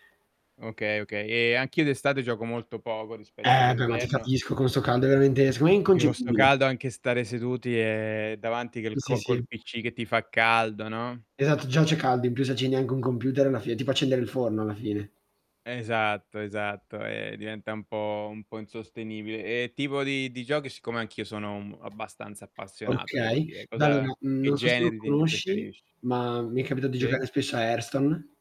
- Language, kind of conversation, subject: Italian, unstructured, Qual è il tuo hobby preferito e perché ti piace così tanto?
- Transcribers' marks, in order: static; other background noise